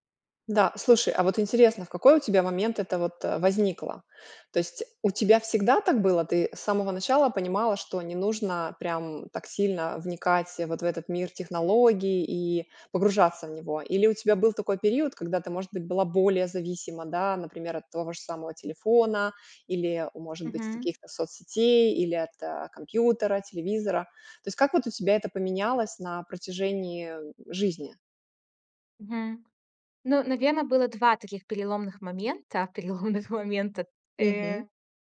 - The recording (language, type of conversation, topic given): Russian, podcast, Что для тебя значит цифровой детокс и как его провести?
- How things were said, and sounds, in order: laughing while speaking: "переломных момента"